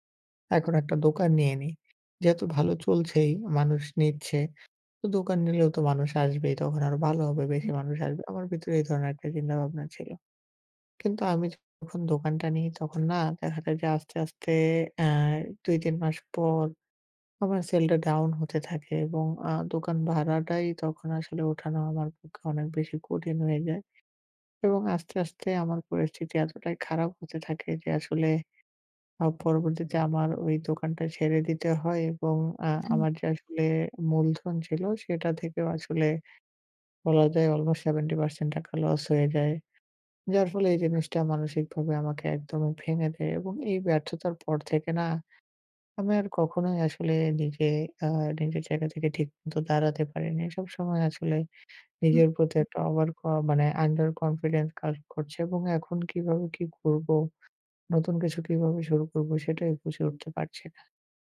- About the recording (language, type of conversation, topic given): Bengali, advice, ব্যর্থ হলে কীভাবে নিজের মূল্য কম ভাবা বন্ধ করতে পারি?
- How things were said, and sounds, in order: unintelligible speech; other background noise; unintelligible speech; tapping